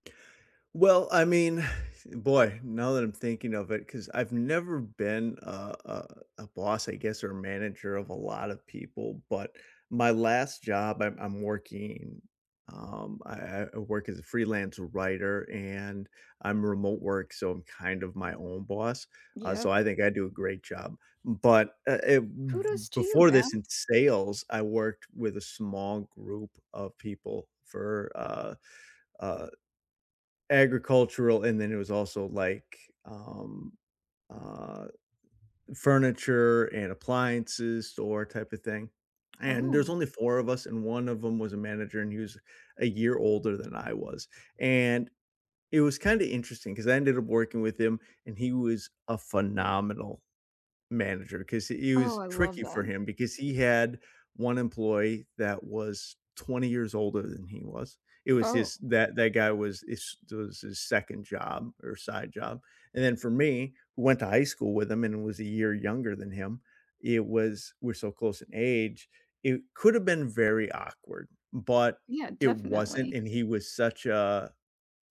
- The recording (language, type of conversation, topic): English, unstructured, How can I become a better boss or manager?
- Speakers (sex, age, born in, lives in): female, 30-34, United States, United States; male, 40-44, United States, United States
- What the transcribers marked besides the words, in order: sigh; other background noise